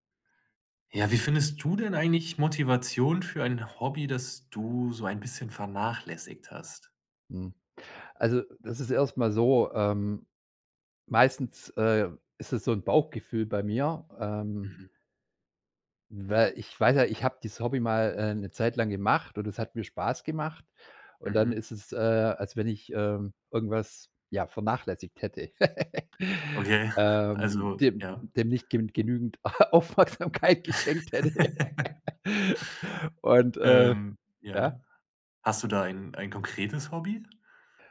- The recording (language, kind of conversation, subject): German, podcast, Wie findest du Motivation für ein Hobby, das du vernachlässigt hast?
- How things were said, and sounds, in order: stressed: "du"; laughing while speaking: "Okay"; laugh; laughing while speaking: "Aufmerksamkeit geschenkt hätte"; laugh